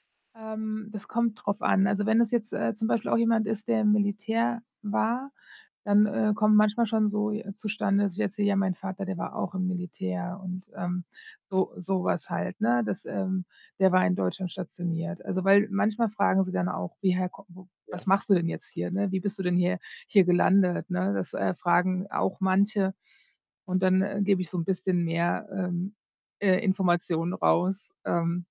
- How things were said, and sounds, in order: static; other background noise
- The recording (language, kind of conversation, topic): German, podcast, Wie erzählst du von deiner Herkunft, wenn du neue Leute triffst?